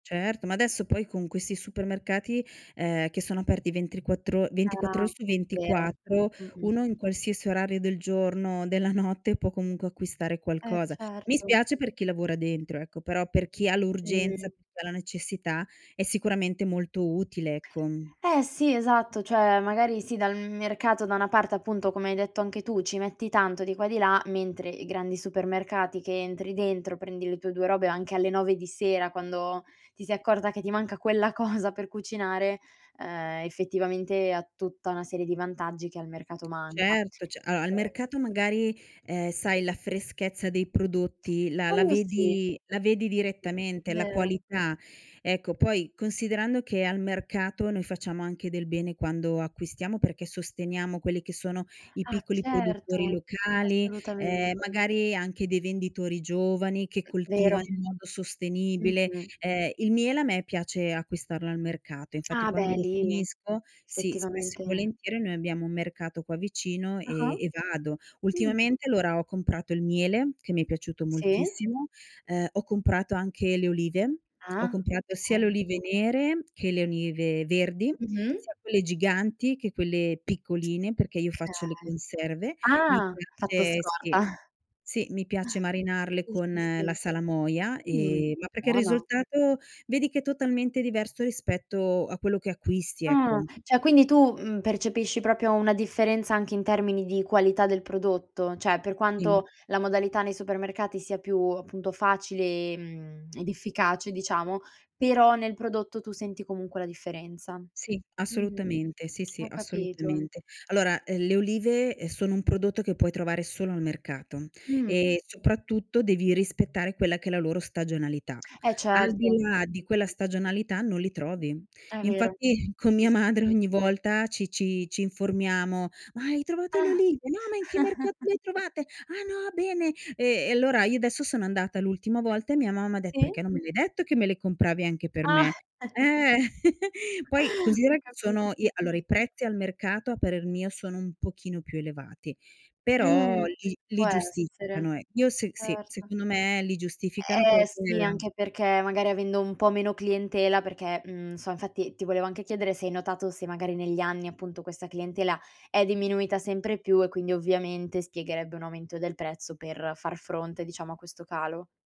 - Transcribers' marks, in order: unintelligible speech; laughing while speaking: "cosa"; "allora" said as "alloa"; other background noise; tongue click; "effettivamente" said as "fettivamente"; "okay" said as "kay"; "olive" said as "onive"; laughing while speaking: "scorta"; chuckle; "proprio" said as "propio"; chuckle; put-on voice: "Ma hai trovato le olive? … Ah, no, bene"; chuckle; chuckle
- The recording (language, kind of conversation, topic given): Italian, podcast, Com’è stata la tua esperienza con i mercati locali?
- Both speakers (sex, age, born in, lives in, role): female, 20-24, Italy, Italy, host; female, 45-49, Italy, Italy, guest